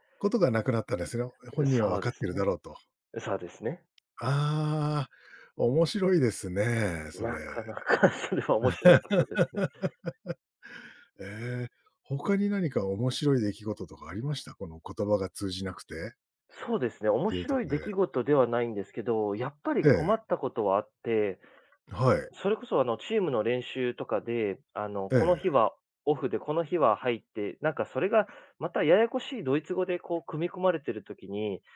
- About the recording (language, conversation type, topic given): Japanese, podcast, 言葉が通じない場所で、どのようにコミュニケーションを取りますか？
- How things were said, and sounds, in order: laugh; laughing while speaking: "それは"